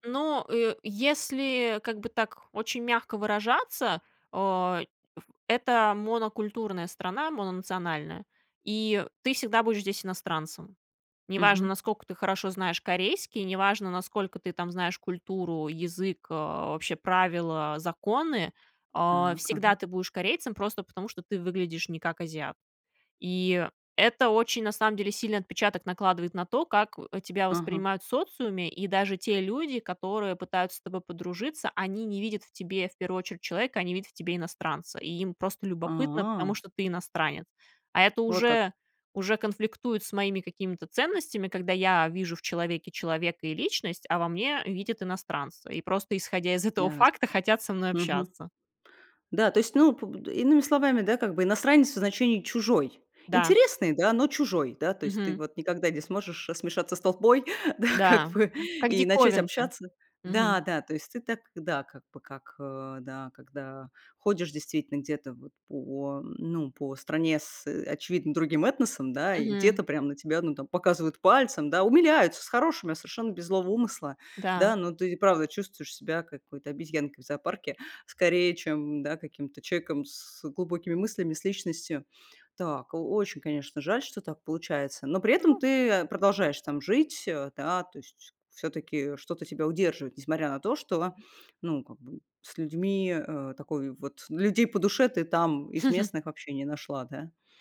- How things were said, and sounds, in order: laughing while speaking: "да, как бы"; chuckle
- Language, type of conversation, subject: Russian, podcast, Как вы обычно находите людей, которые вам по душе?